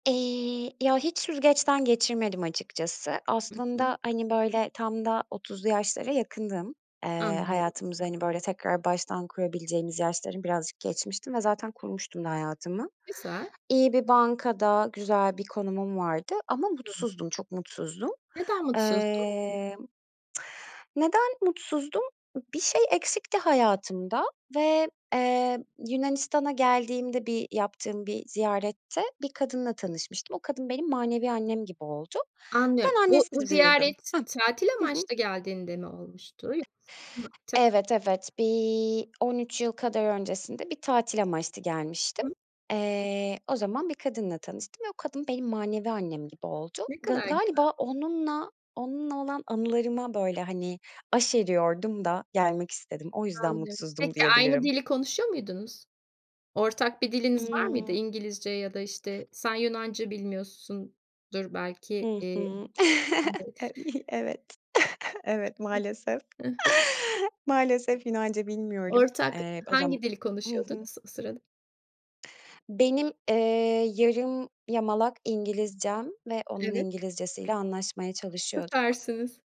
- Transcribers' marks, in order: other background noise; unintelligible speech; drawn out: "Hımm"; chuckle; laughing while speaking: "evet"; chuckle; unintelligible speech; unintelligible speech
- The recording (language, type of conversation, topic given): Turkish, podcast, Büyük bir riski göze aldığın bir anı anlatır mısın?